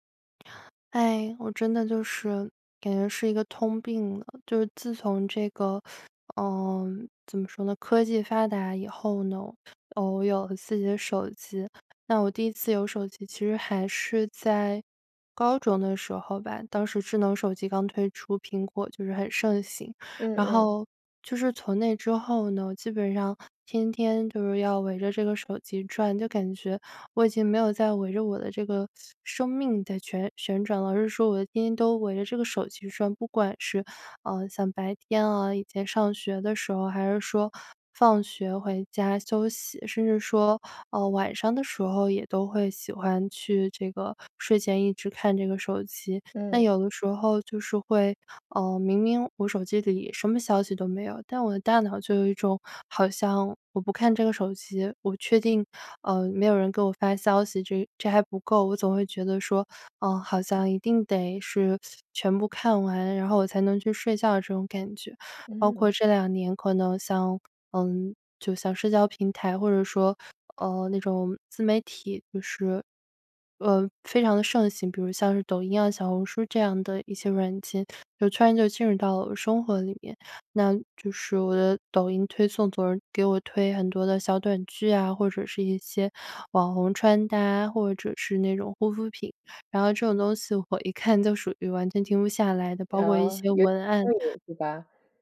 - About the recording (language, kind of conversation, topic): Chinese, advice, 晚上玩手机会怎样影响你的睡前习惯？
- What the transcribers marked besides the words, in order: teeth sucking; other background noise; unintelligible speech